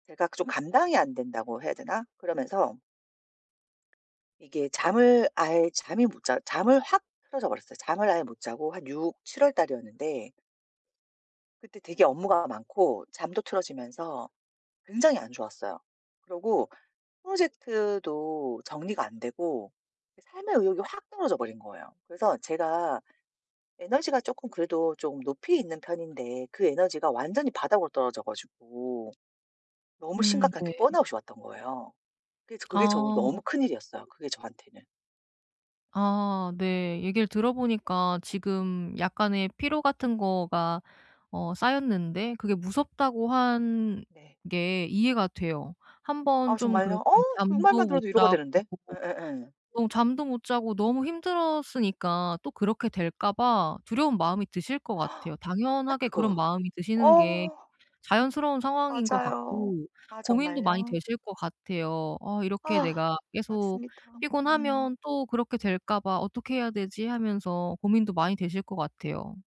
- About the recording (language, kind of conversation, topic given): Korean, advice, 요즘 느끼는 피로가 일시적인 피곤인지 만성 번아웃인지 어떻게 구분할 수 있나요?
- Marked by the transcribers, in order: other background noise; tapping; gasp